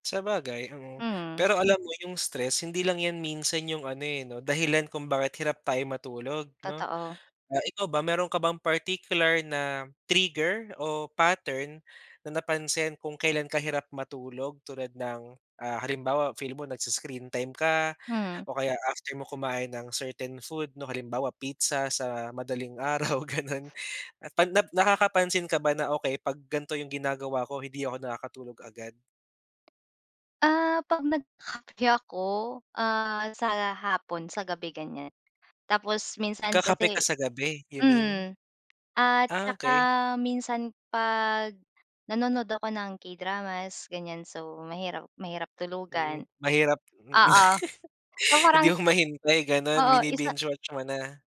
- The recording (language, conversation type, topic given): Filipino, podcast, Ano ang papel ng tulog sa pamamahala mo ng stress?
- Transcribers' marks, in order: laughing while speaking: "ganun"; laugh